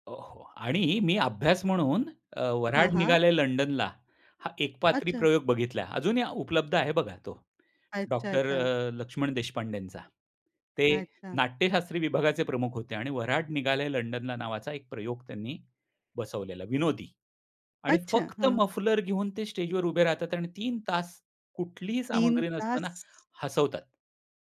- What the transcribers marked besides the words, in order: other noise; anticipating: "अच्छा!"; tapping; other background noise
- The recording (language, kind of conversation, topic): Marathi, podcast, लोकांना प्रेरित करण्यासाठी तुम्ही कथा कशा वापरता?